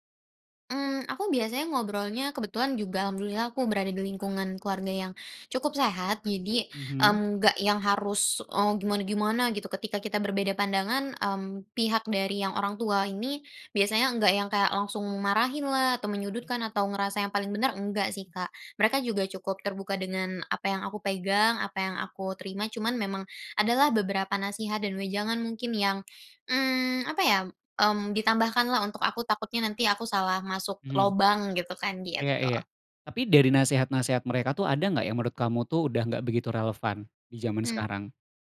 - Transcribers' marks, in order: tapping
- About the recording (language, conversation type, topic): Indonesian, podcast, Bagaimana cara membangun jembatan antargenerasi dalam keluarga?